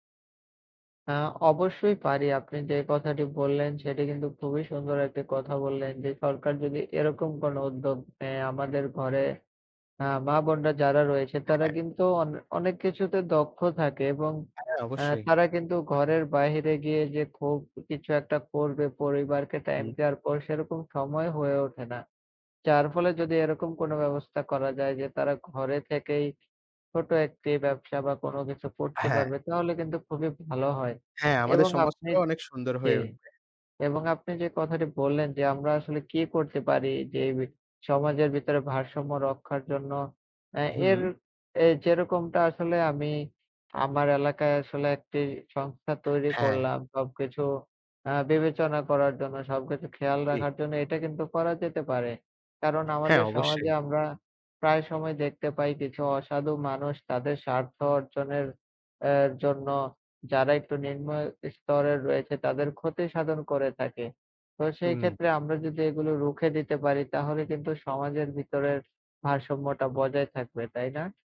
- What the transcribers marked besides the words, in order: other background noise; tapping
- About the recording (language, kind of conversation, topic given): Bengali, unstructured, আপনার কি মনে হয়, সমাজে সবাই কি সমান সুযোগ পায়?